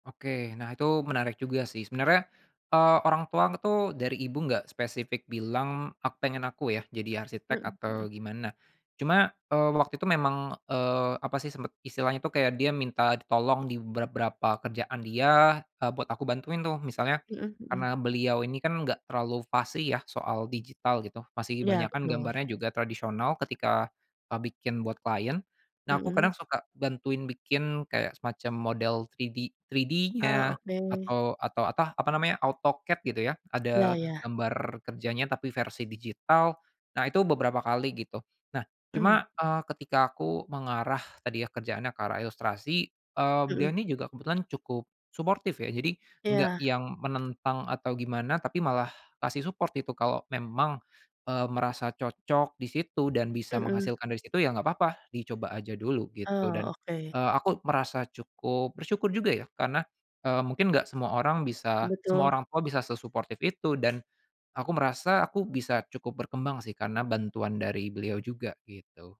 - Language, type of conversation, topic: Indonesian, podcast, Ceritakan kegagalan yang justru menjadi titik balik dalam hidupmu?
- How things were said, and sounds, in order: "beberapa" said as "berberapa"; tapping; in English: "3D 3D-nya"; in English: "support"